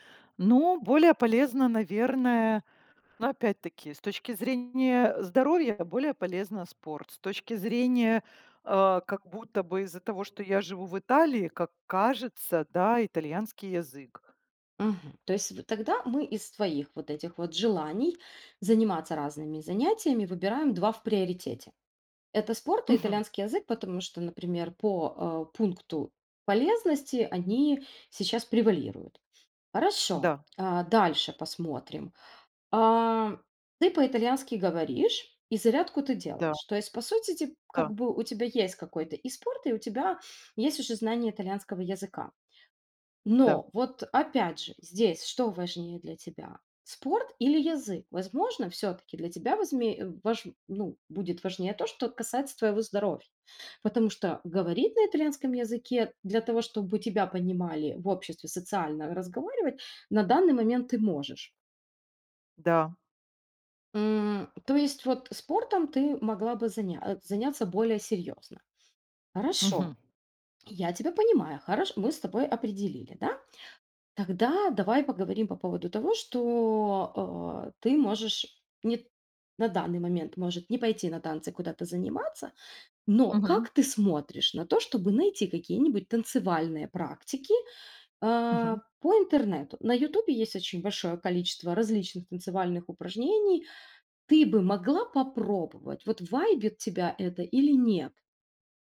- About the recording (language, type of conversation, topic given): Russian, advice, Как выбрать, на какие проекты стоит тратить время, если их слишком много?
- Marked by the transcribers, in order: none